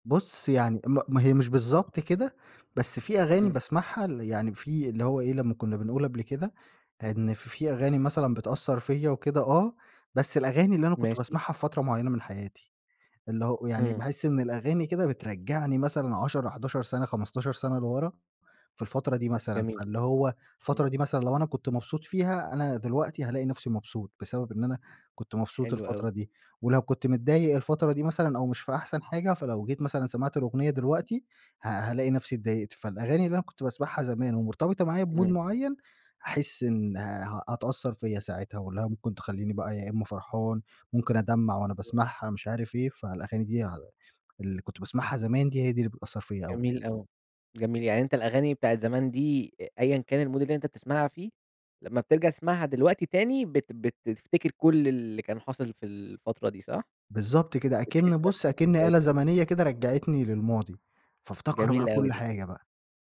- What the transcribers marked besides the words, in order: in English: "بmood"; unintelligible speech; tapping; in English: "الmood"
- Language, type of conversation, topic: Arabic, podcast, إيه الأغنية اللي بتديك طاقة وثقة؟